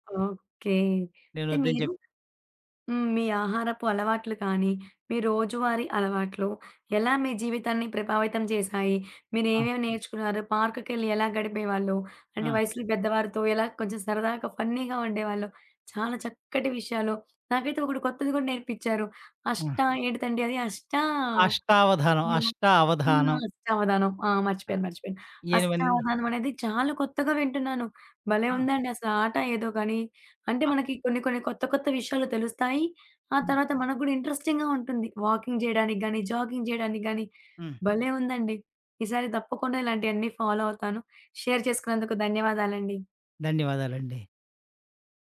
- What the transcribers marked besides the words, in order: tapping; in English: "పార్క్‌కెళ్ళి"; in English: "ఫన్నీగా"; in English: "ఇంట్రెస్టింగ్‌గా"; in English: "వాకింగ్"; in English: "జాగింగ్"; in English: "ఫాలో"; in English: "షేర్"
- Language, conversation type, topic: Telugu, podcast, రోజువారీ పనిలో ఆనందం పొందేందుకు మీరు ఏ చిన్న అలవాట్లు ఎంచుకుంటారు?